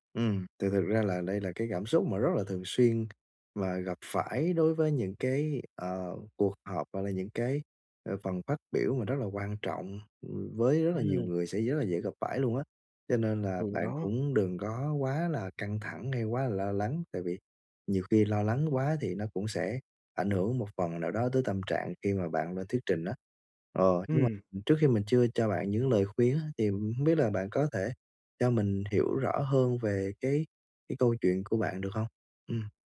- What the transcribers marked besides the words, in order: tapping
- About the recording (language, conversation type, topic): Vietnamese, advice, Làm sao để bớt lo lắng khi phải nói trước một nhóm người?